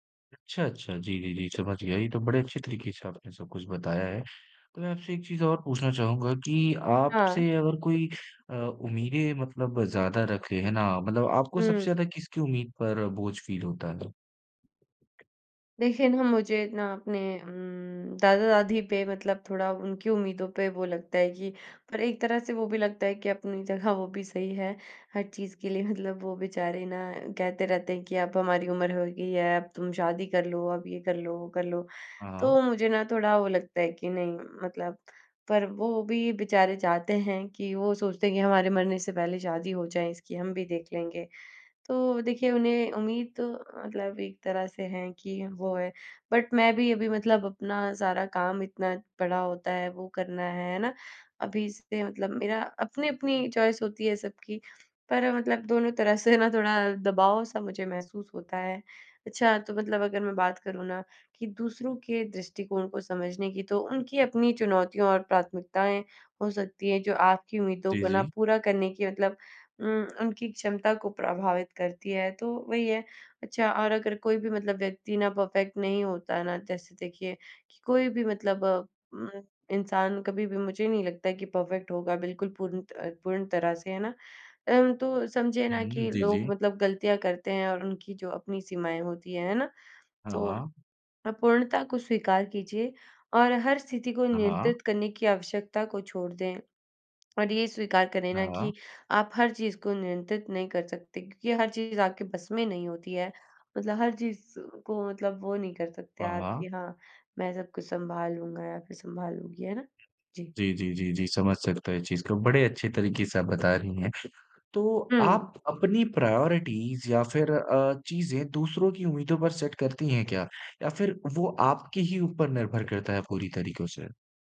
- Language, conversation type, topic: Hindi, podcast, दूसरों की उम्मीदों से आप कैसे निपटते हैं?
- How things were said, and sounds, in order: other background noise; tapping; in English: "फ़ील"; in English: "बट"; in English: "चॉइस"; in English: "परफ़ेक्ट"; in English: "परफ़ेक्ट"; in English: "प्रायोरिटीज़"; in English: "सेट"